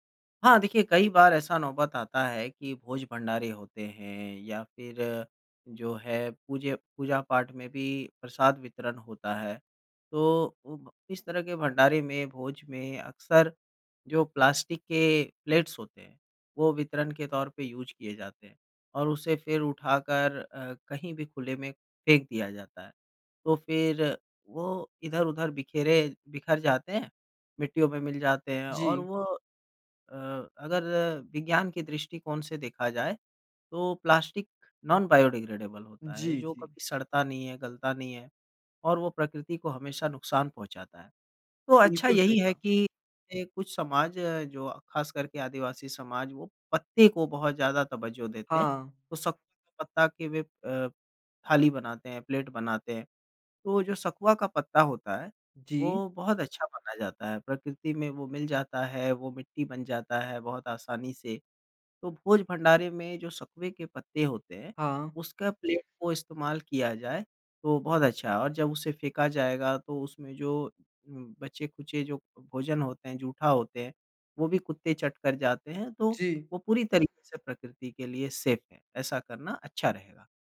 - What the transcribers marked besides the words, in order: in English: "प्लेट्स"; in English: "यूज़"; in English: "नॉन बायोडिग्रेडेबल"; in English: "सेफ"
- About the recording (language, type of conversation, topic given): Hindi, podcast, कम कचरा बनाने से रोज़मर्रा की ज़िंदगी में क्या बदलाव आएंगे?